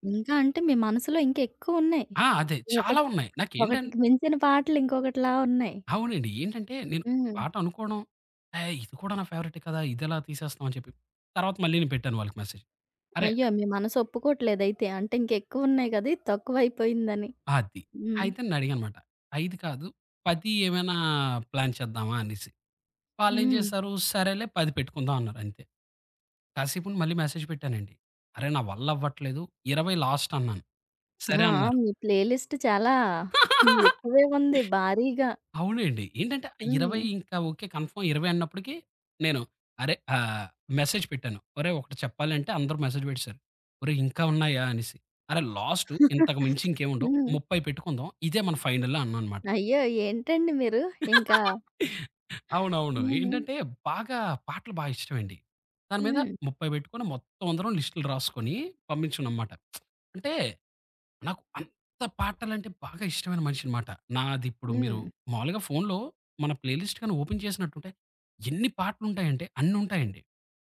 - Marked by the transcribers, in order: in English: "మెసేజ్"; in English: "ప్లాన్"; tapping; in English: "మెసేజ్"; in English: "లాస్ట్"; other background noise; in English: "ప్లే లిస్ట్"; laugh; in English: "కన్ఫర్మ్"; in English: "మెసేజ్"; in English: "మెసేజ్"; in English: "లాస్ట్"; chuckle; in English: "ఫైనల్"; laugh; lip smack; in English: "ప్లే లిస్ట్"; in English: "ఓపెన్"
- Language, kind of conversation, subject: Telugu, podcast, నువ్వు ఇతరులతో పంచుకునే పాటల జాబితాను ఎలా ప్రారంభిస్తావు?